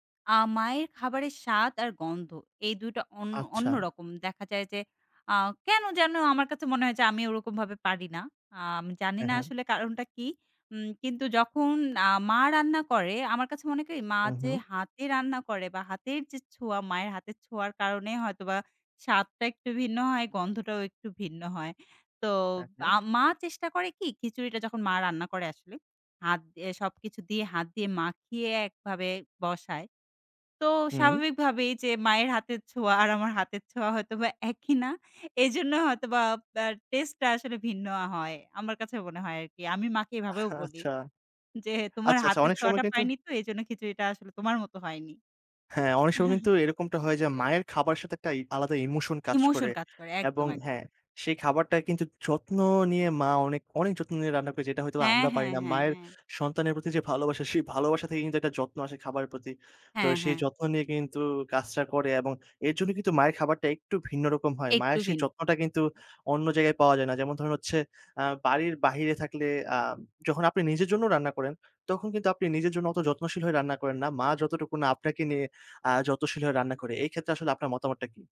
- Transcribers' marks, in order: laughing while speaking: "স্বাদটা একটু ভিন্ন হয়"; laughing while speaking: "মায়ের হাতের ছোঁয়া আর আমার হাতের ছোঁয়া হয়তোবা একই না। এজন্য হয়তোবা"; laughing while speaking: "আচ্ছা"; laughing while speaking: "যে তোমার হাতের ছোঁয়াটা পাইনি"; chuckle; tapping
- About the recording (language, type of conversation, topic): Bengali, podcast, কোন খাবার আপনাকে বাড়ির কথা মনে করায়?